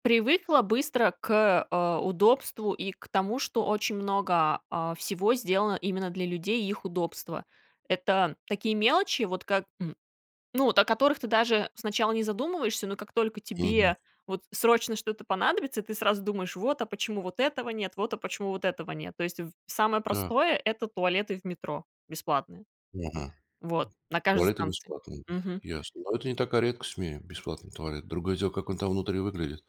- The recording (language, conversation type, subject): Russian, podcast, Испытывал(а) ли ты культурный шок и как ты с ним справлялся(ась)?
- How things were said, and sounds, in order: other background noise